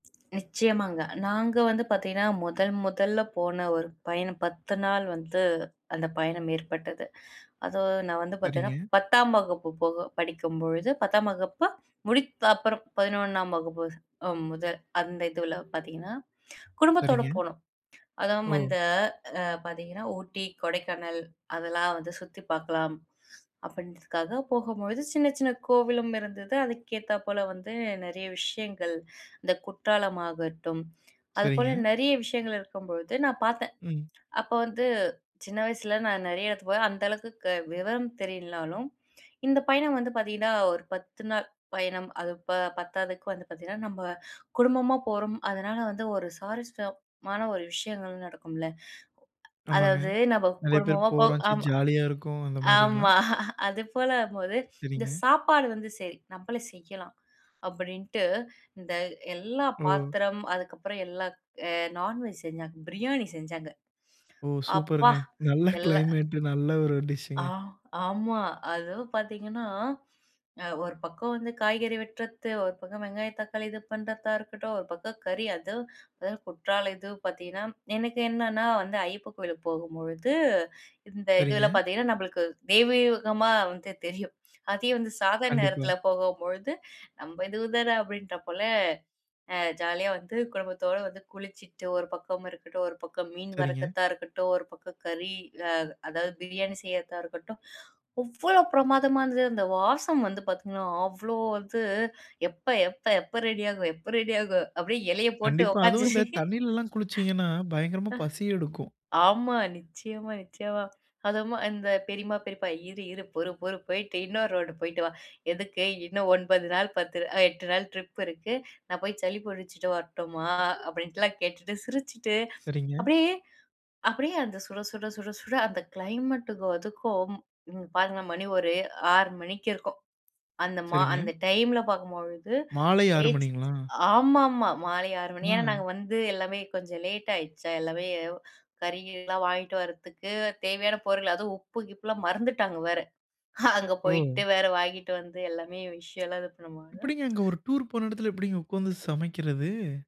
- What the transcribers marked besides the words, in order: tongue click; other noise; chuckle; surprised: "அப்பா!"; laughing while speaking: "நல்ல கிளைமேட் நல்ல ஒரு டிஷ்ங்க"; in English: "கிளைமேட்"; in English: "டிஷ்ங்க"; chuckle; laugh; laughing while speaking: "எதுக்கு? இன்னும் ஒன்பது நாள் பத்து அ எட்டு நாள் ட்ரிப் இருக்கு"; laughing while speaking: "அப்டின்லாம் கேட்டுட்டு சிரிச்சிட்டு"; in English: "கிளைமேட்டுக்கும்"; unintelligible speech; other background noise
- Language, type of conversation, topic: Tamil, podcast, உங்கள் வாழ்க்கையில் அர்த்தமுள்ள ஒரு பயண இடம் எது?